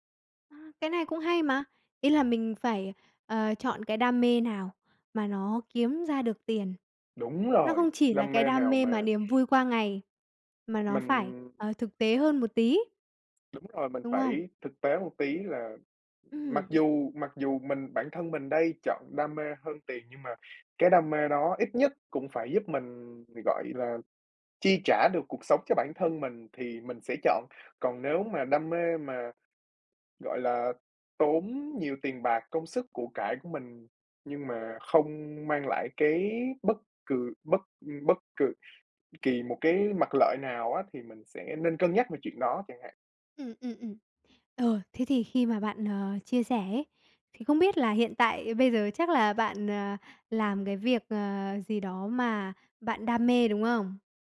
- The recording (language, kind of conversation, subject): Vietnamese, podcast, Bạn ưu tiên tiền hay đam mê hơn, và vì sao?
- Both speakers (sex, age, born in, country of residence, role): female, 45-49, Vietnam, Vietnam, host; male, 20-24, Vietnam, Germany, guest
- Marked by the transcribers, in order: tapping